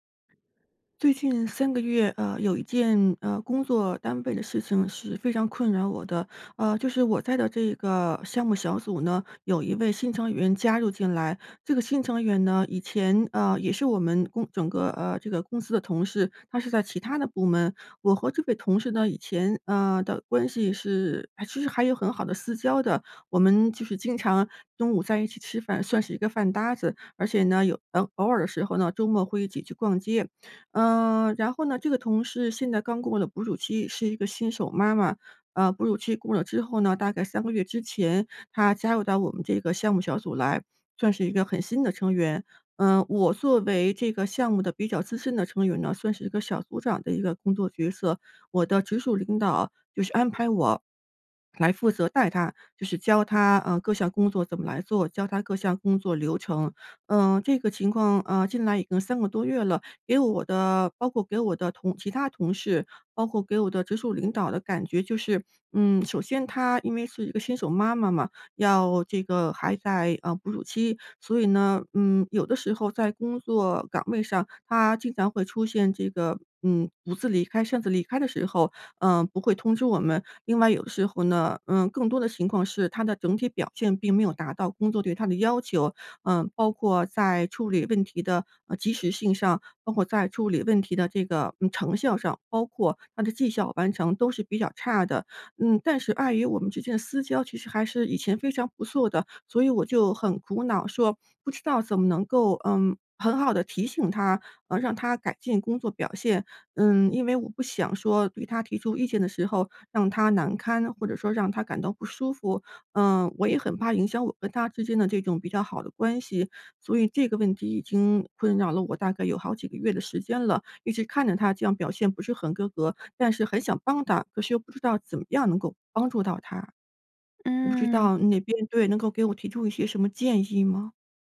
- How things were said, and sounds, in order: swallow
- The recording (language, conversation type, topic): Chinese, advice, 在工作中该如何给同事提供负面反馈？